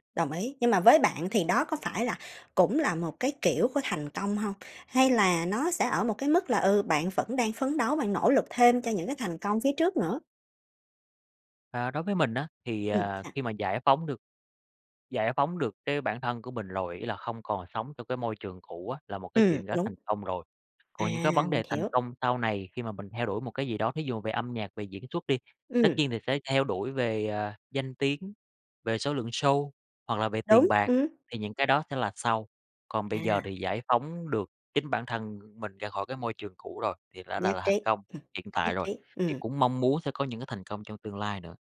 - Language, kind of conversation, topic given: Vietnamese, podcast, Bài hát nào bạn thấy như đang nói đúng về con người mình nhất?
- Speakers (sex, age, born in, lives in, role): female, 30-34, Vietnam, Vietnam, host; male, 30-34, Vietnam, Vietnam, guest
- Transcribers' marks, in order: tapping